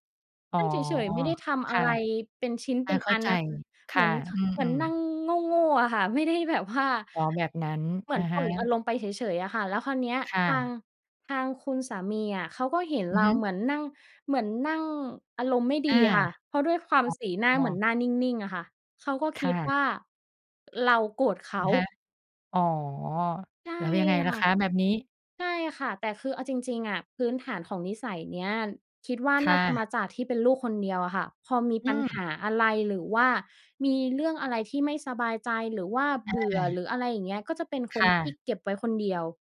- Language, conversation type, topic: Thai, podcast, คุณมีเกณฑ์อะไรบ้างในการเลือกคู่ชีวิต?
- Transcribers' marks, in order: laughing while speaking: "ไม่ได้แบบว่า"